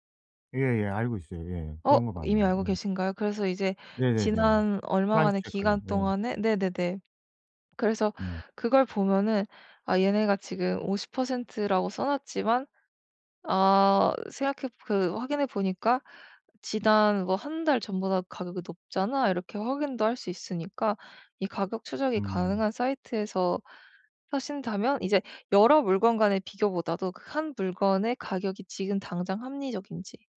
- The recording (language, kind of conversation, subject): Korean, advice, 쇼핑할 때 어떤 물건을 살지 어떻게 결정해야 하나요?
- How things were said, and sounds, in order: in English: "Price check"; tapping; other background noise